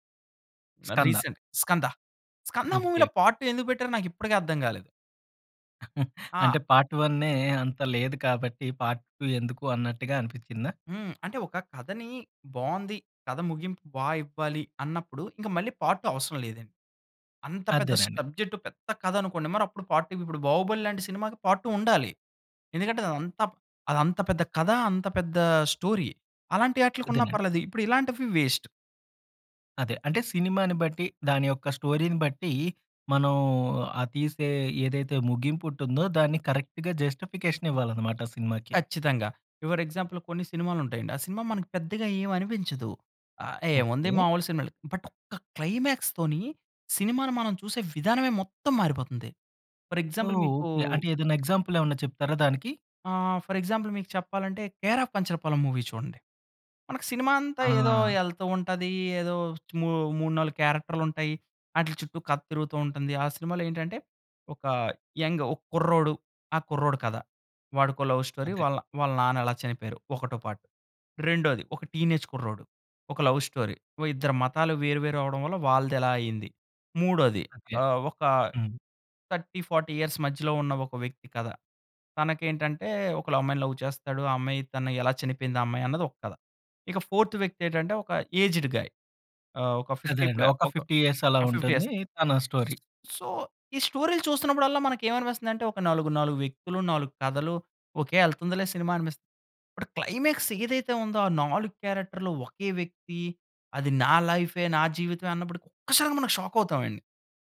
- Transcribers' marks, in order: in English: "రీసెంట్"; in English: "పార్ట్ టూ"; chuckle; in English: "పార్ట్ వన్నే"; in English: "పార్ట్ టూ"; in English: "పార్ట్ టూ"; in English: "పార్ట్ టూ"; in English: "పార్ట్ టూ"; in English: "స్టోరీ"; in English: "వేస్ట్"; in English: "స్టోరీని"; in English: "కరెక్ట్‌గా జస్టిఫికేషన్"; in English: "ఎగ్జాంపుల్"; in English: "బట్"; in English: "క్లైమాక్స్"; in English: "ఫర్ ఎగ్జాంపుల్"; in English: "ఎగ్జాంపుల్"; in English: "ఫర్ ఎగ్జాంపుల్"; in English: "మూవీ"; in English: "క్యారెక్టర్‌లు"; in English: "యంగ్"; in English: "లవ్ స్టోరీ"; in English: "పార్ట్"; in English: "టీనేజ్"; in English: "లవ్ స్టోరీ"; in English: "థర్టీ ఫార్టీ ఇయర్స్"; in English: "లవ్"; in English: "ఫోర్త్"; in English: "ఏజ్డ్ గాయ్"; in English: "ఫిఫ్టీ ఇయర్స్. సో"; in English: "ఫిఫ్టీ ఇయర్స్"; other background noise; in English: "స్టోరీ"; in English: "క్లైమాక్స్"; in English: "క్యారెక్టర్‌లు"; in English: "లైఫే"; in English: "షాక్"; stressed: "షాక్"
- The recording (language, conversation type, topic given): Telugu, podcast, సినిమా ముగింపు బాగుంటే ప్రేక్షకులపై సినిమా మొత్తం ప్రభావం ఎలా మారుతుంది?